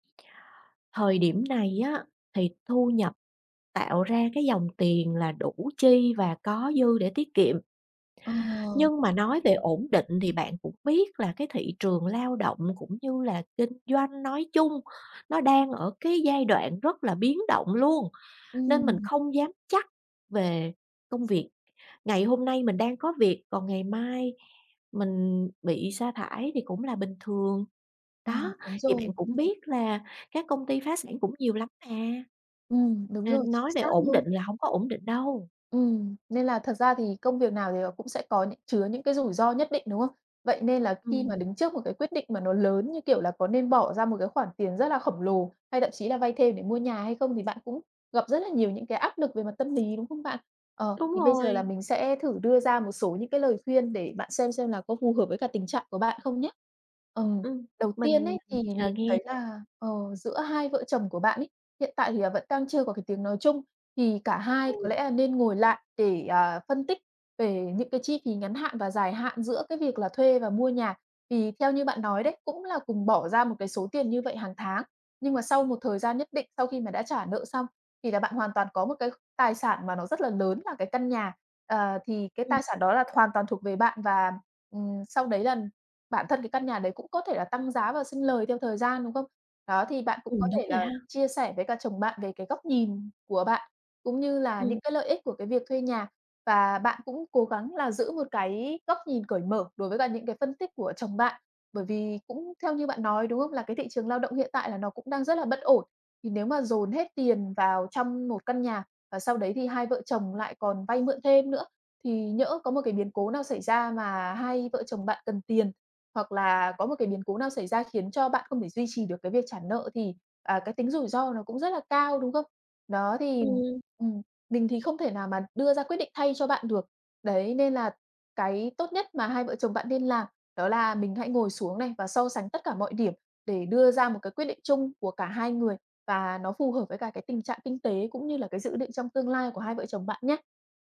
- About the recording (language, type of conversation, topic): Vietnamese, advice, Nên mua nhà hay tiếp tục thuê nhà?
- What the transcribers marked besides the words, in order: tapping; other background noise